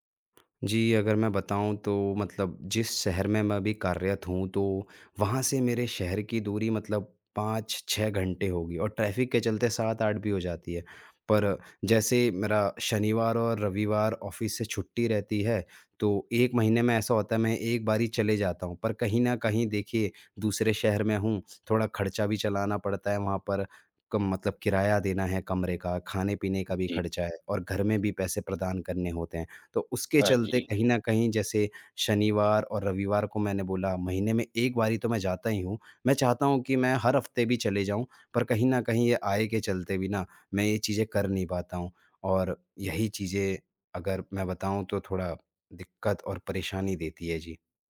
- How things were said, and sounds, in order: tapping; in English: "ऑफिस"; other background noise
- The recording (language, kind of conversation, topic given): Hindi, advice, क्या मुझे बुजुर्ग माता-पिता की देखभाल के लिए घर वापस आना चाहिए?
- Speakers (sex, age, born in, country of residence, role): male, 25-29, India, India, advisor; male, 25-29, India, India, user